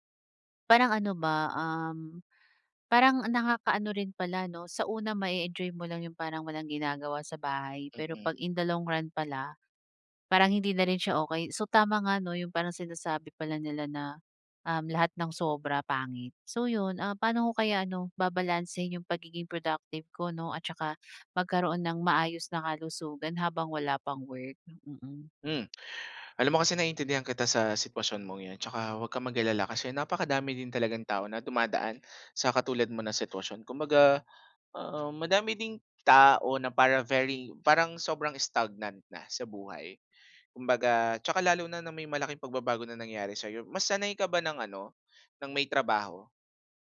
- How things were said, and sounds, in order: in English: "in the long run"; in English: "stagnant"
- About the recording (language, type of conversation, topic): Filipino, advice, Paano ko mababalanse ang pagiging produktibo at pangangalaga sa kalusugang pangkaisipan?